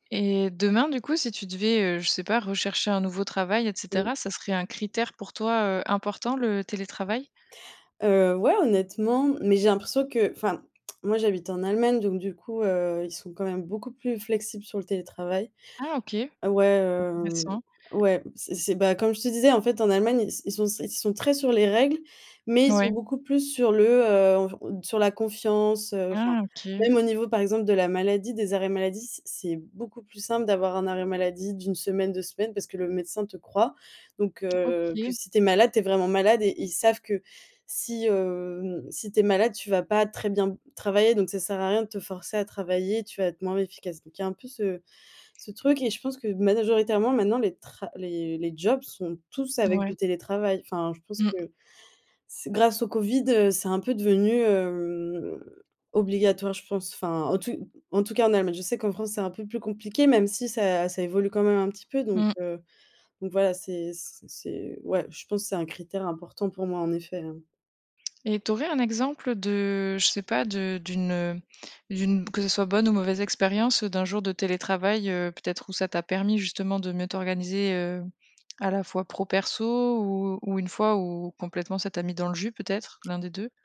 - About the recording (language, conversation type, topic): French, podcast, Que penses-tu, honnêtement, du télétravail à temps plein ?
- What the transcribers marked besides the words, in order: none